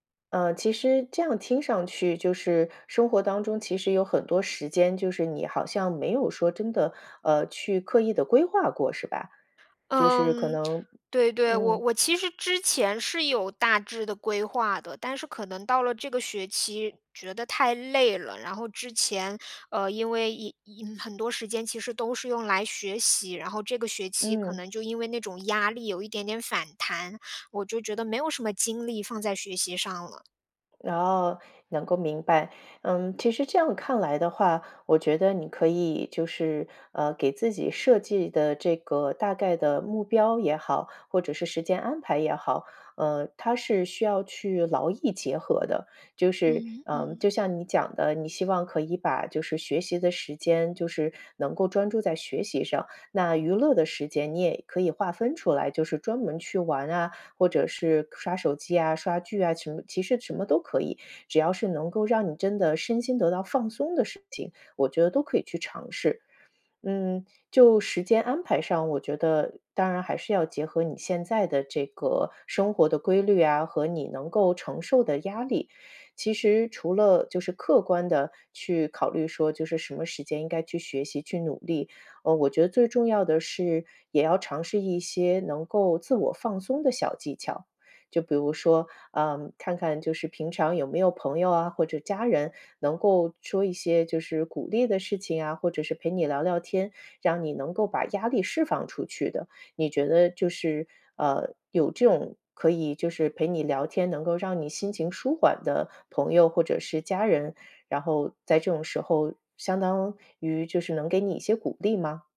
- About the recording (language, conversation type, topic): Chinese, advice, 如何面对对自己要求过高、被自我批评压得喘不过气的感觉？
- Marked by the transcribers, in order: none